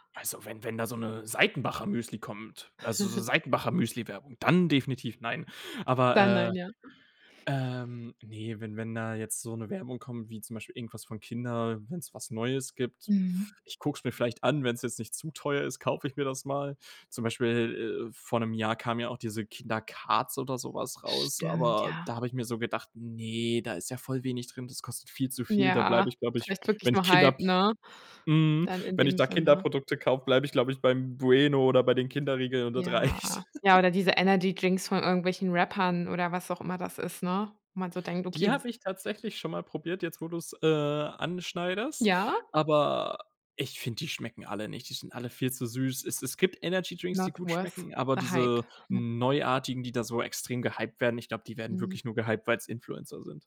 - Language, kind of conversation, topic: German, podcast, Wie gehst du vor, wenn du neue Gerichte probierst?
- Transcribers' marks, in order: giggle; giggle; other background noise; surprised: "Ja?"; in English: "Not worth the hype"